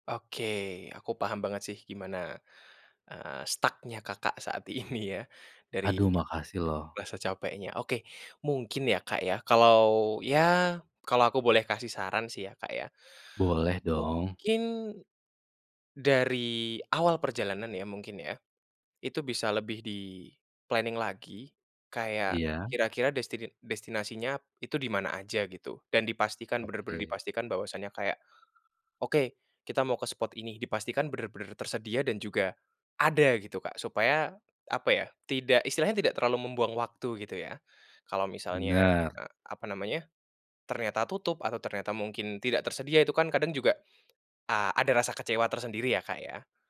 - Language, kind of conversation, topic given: Indonesian, advice, Bagaimana cara mengatasi burnout kreatif setelah menghadapi beban kerja yang berat?
- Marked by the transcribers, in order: in English: "stuck-nya"; laughing while speaking: "ini ya"; in English: "di-planning"